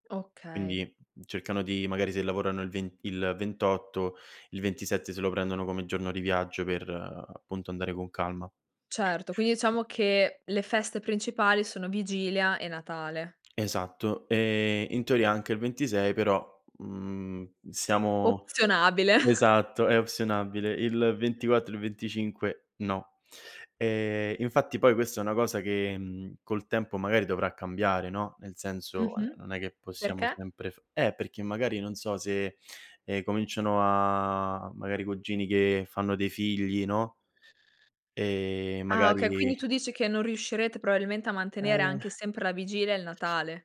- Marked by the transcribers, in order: other background noise; laughing while speaking: "Opzionabile"
- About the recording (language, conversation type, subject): Italian, podcast, Qual è una tradizione della tua famiglia che ti sta particolarmente a cuore?